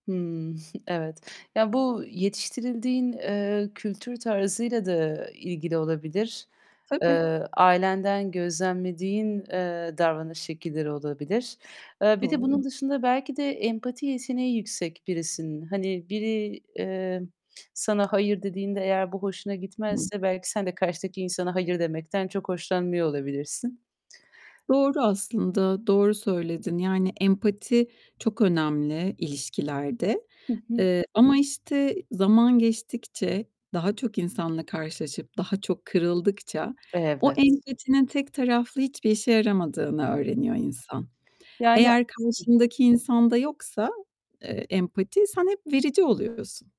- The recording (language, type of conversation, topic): Turkish, podcast, İletişimde “hayır” demeyi nasıl öğrendin?
- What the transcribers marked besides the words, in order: giggle; other background noise; tapping; other noise; distorted speech